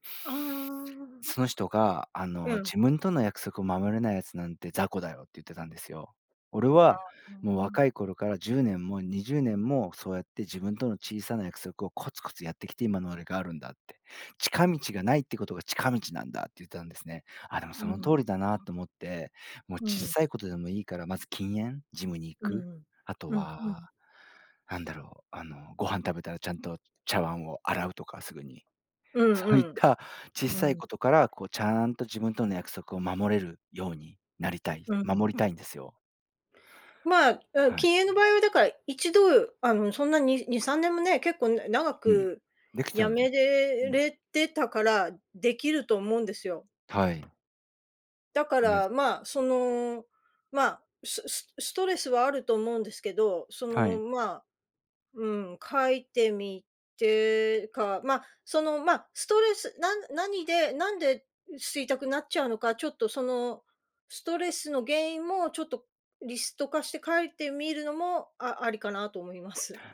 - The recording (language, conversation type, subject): Japanese, advice, 自分との約束を守れず、目標を最後までやり抜けないのはなぜですか？
- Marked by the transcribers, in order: tapping; unintelligible speech